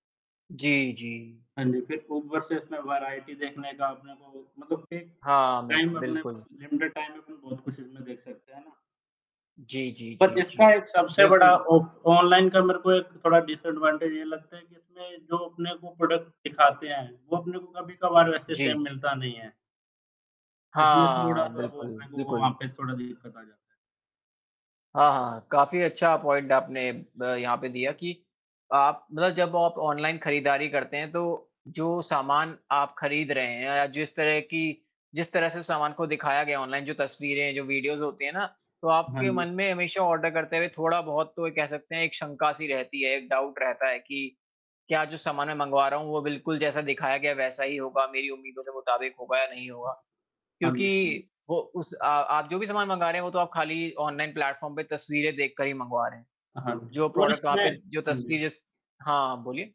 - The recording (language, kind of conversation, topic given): Hindi, unstructured, आपको ऑनलाइन खरीदारी अधिक पसंद है या बाजार जाकर खरीदारी करना अधिक पसंद है?
- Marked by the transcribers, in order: static; in English: "वेराइटी"; other background noise; distorted speech; in English: "टाइम"; in English: "लिमिटेड टाइम"; in English: "बट"; in English: "डिसएडवांटेज"; in English: "प्रोडक्ट"; in English: "सेम"; in English: "पॉइंट"; in English: "वीडियोज़"; in English: "ऑर्डर"; in English: "डाउट"; in English: "प्लेटफ़ॉर्म"; in English: "प्रोडक्ट"